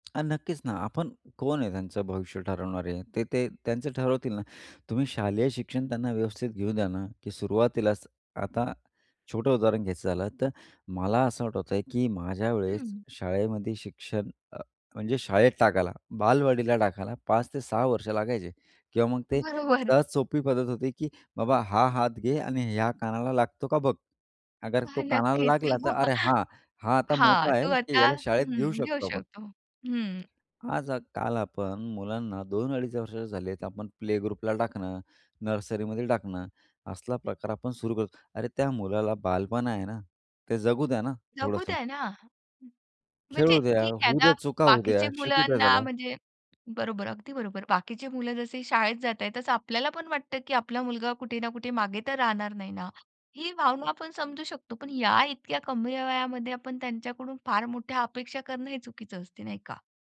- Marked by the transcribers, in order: tapping; laughing while speaking: "बरोबर"; other noise; chuckle; in English: "प्ले ग्रुपला"; other background noise
- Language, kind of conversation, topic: Marathi, podcast, शालेय दबावामुळे मुलांच्या मानसिक आरोग्यावर कितपत परिणाम होतो?